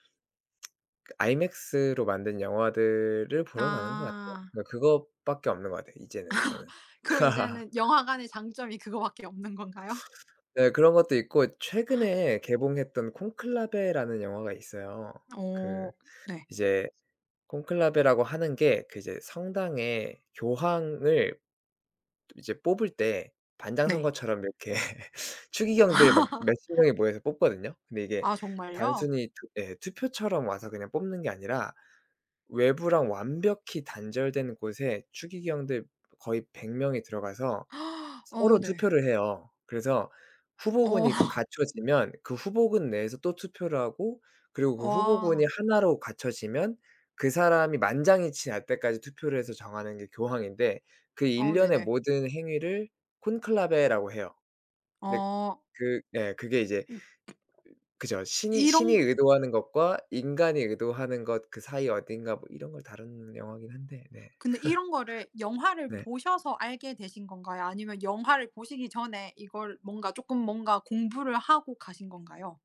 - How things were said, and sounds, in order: tapping; laugh; gasp; other background noise; laughing while speaking: "이렇게"; laugh; gasp; laugh; laugh
- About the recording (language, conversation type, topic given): Korean, unstructured, 영화를 영화관에서 보는 것과 집에서 보는 것 중 어느 쪽이 더 좋으신가요?